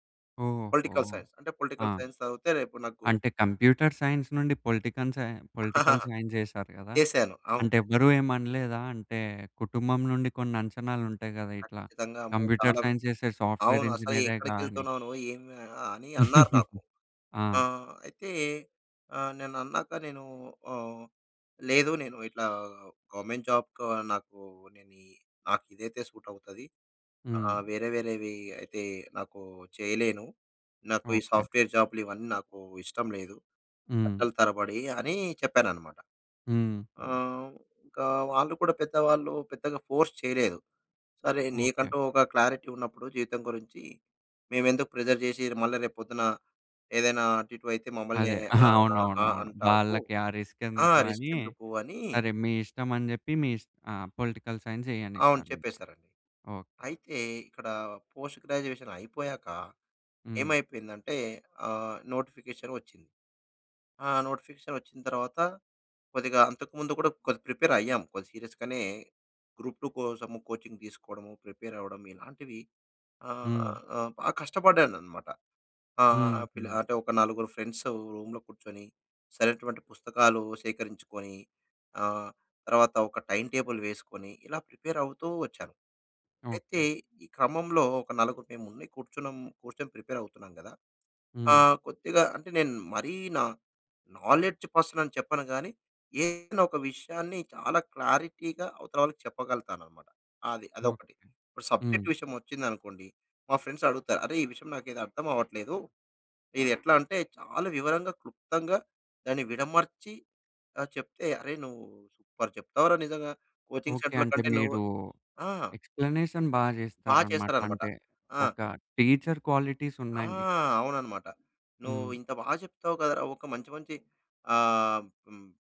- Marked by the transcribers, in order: in English: "పొలిటికల్ సైన్స్"; in English: "కంప్యూటర్ సైన్స్"; in English: "పొలిటికల్ సైన్స్"; other background noise; in English: "పొలిటికన్ సై పొలిటికల్ సైన్స్"; chuckle; in English: "కంప్యూటర్ సైన్స్"; in English: "సాఫ్ట్‌వేర్"; horn; laugh; in English: "గవర్నమెంట్ జాబ్‌కు"; in English: "సాఫ్ట్‌వేర్"; in English: "ఫోర్స్"; in English: "క్లారిటీ"; in English: "ప్రెజర్"; chuckle; in English: "రిస్క్"; in English: "పొలిటికల్ సైన్స్"; in English: "పోస్ట్ గ్రాడ్యుయేషన్"; in English: "నోటిఫికేషన్"; in English: "నోటిఫికేషన్"; in English: "ప్రిపేర్"; in English: "సీరియస్‌గానే"; in English: "కోచింగ్"; in English: "ప్రిపేర్"; in English: "ఫ్రెండ్స్ రూమ్‌లో"; in English: "టైమ్ టేబుల్"; in English: "ప్రిపేర్"; in English: "ప్రిపేర్"; in English: "నా నాలెడ్జ్"; in English: "క్లారిటీగా"; in English: "సబ్జెక్ట్"; in English: "ఫ్రెండ్స్"; in English: "సూపర్"; in English: "కోచింగ్ సెంటర్‌ల"; in English: "ఎక్స్‌ప్లనేషన్"; in English: "టీచర్ క్వాలిటీస్"
- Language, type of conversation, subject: Telugu, podcast, మీరు మీలోని నిజమైన స్వరూపాన్ని ఎలా గుర్తించారు?